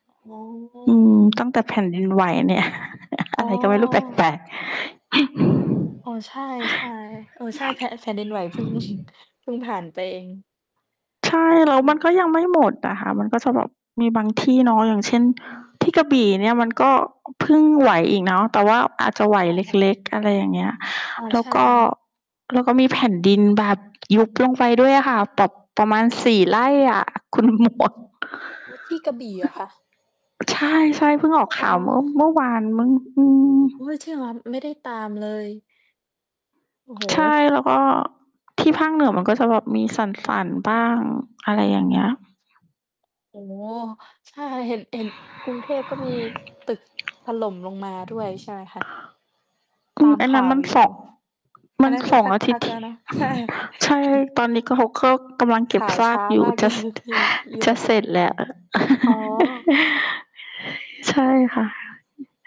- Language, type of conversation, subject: Thai, unstructured, ระหว่างการออกกำลังกายในยิมกับการออกกำลังกายกลางแจ้ง คุณคิดว่าแบบไหนเหมาะกับคุณมากกว่ากัน?
- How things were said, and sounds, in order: distorted speech; other background noise; laugh; throat clearing; chuckle; laughing while speaking: "หมวก"; mechanical hum; static; laughing while speaking: "ใช่ค่ะ"; laughing while speaking: "เลย"; laugh